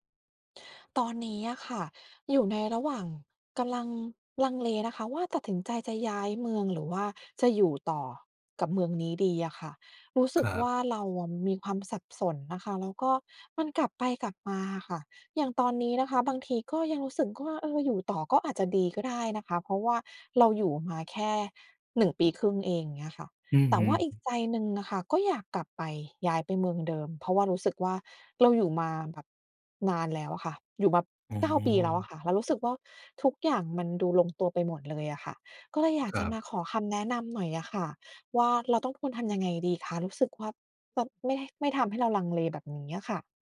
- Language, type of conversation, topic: Thai, advice, ฉันควรย้ายเมืองหรืออยู่ต่อดี?
- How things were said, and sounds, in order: "กว่า" said as "ควับ"